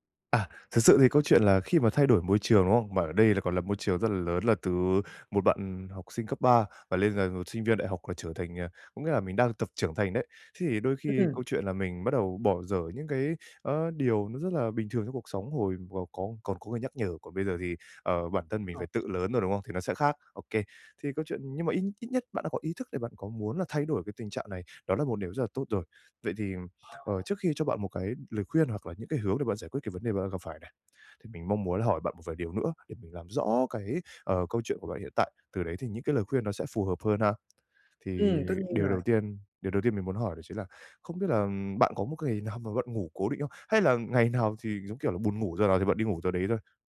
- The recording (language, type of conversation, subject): Vietnamese, advice, Làm thế nào để duy trì lịch ngủ ổn định mỗi ngày?
- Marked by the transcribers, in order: other background noise; tapping; laughing while speaking: "nào"